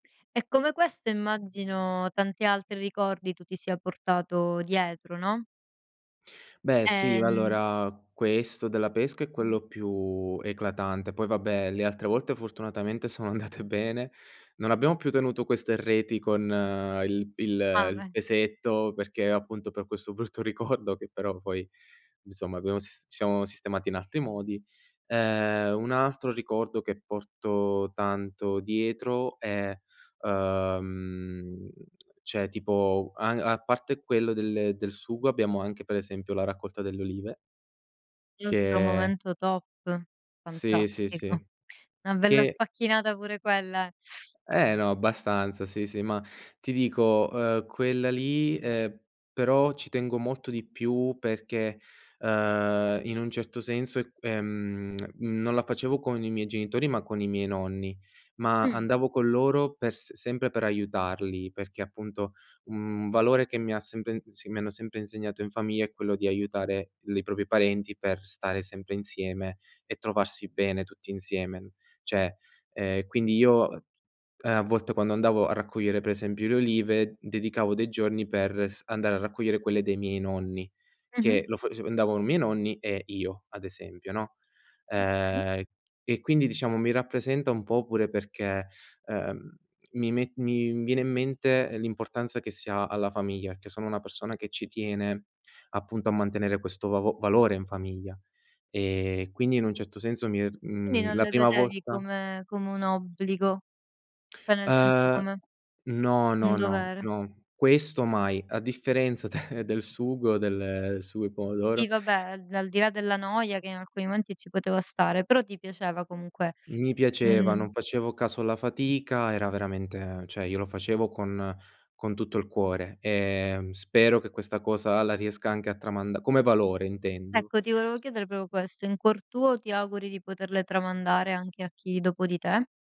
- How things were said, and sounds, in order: other background noise; laughing while speaking: "andate"; laughing while speaking: "ricordo"; tapping; "cioè" said as "ceh"; lip smack; "propri" said as "propi"; "Cioè" said as "ceh"; "cioè" said as "ceh"; laughing while speaking: "de"; "cioè" said as "ceh"; "proprio" said as "popio"
- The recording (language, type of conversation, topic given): Italian, podcast, C’è un ricordo di famiglia in cui ti riconosci particolarmente?